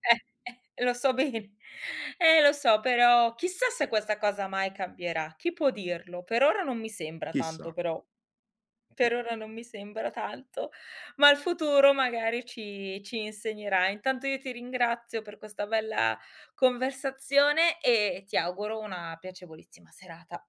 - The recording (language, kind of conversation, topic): Italian, podcast, Che cosa significa per te imparare per piacere e non per il voto?
- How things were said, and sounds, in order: none